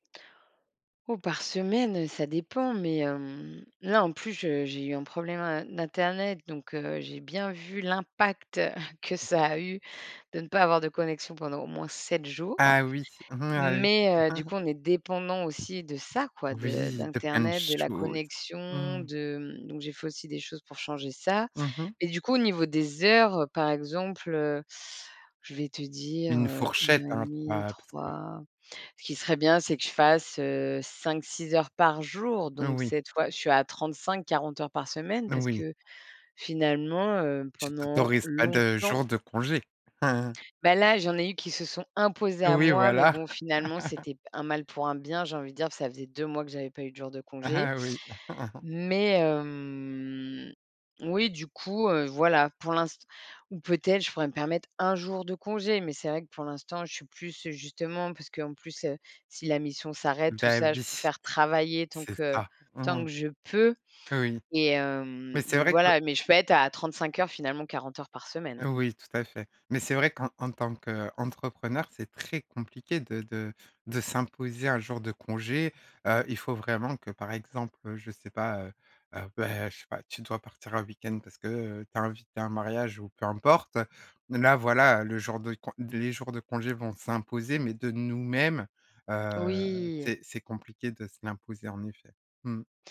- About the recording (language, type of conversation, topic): French, podcast, Pourquoi as-tu choisi cet équilibre entre vie professionnelle et vie personnelle ?
- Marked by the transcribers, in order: stressed: "l'impact"; other noise; laughing while speaking: "ah oui"; chuckle; stressed: "imposés"; chuckle; chuckle; drawn out: "Oui"